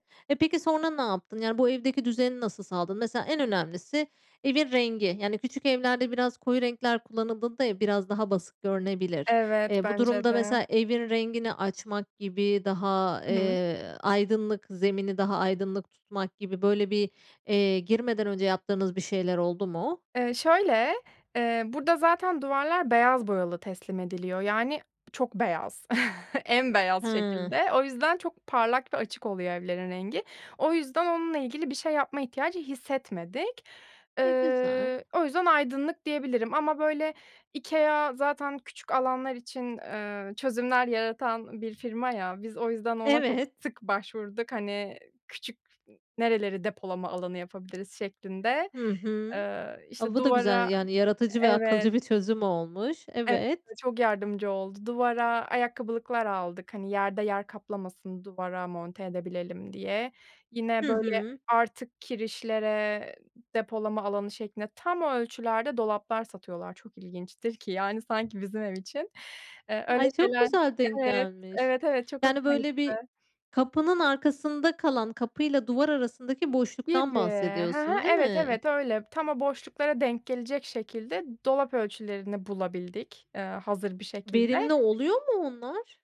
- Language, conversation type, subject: Turkish, podcast, Küçük evlerde düzeni nasıl sağlarsın?
- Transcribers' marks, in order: chuckle; laughing while speaking: "Evet"; drawn out: "Gibi"